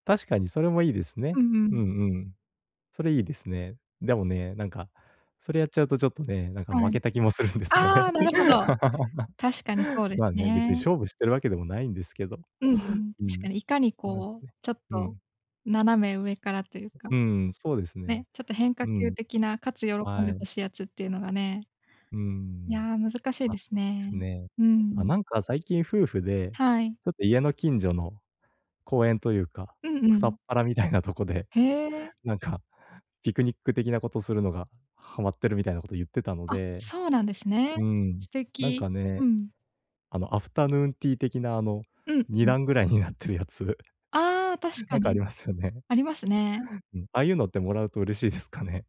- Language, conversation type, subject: Japanese, advice, 相手に本当に喜ばれるプレゼントはどのように選べばいいですか？
- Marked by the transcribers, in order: laughing while speaking: "するんですよね"; laugh; tapping; laughing while speaking: "みたいなとこで、なんか"; laughing while speaking: "ぐらいになってるやつ。 なんかありますよね"; laughing while speaking: "ですかね"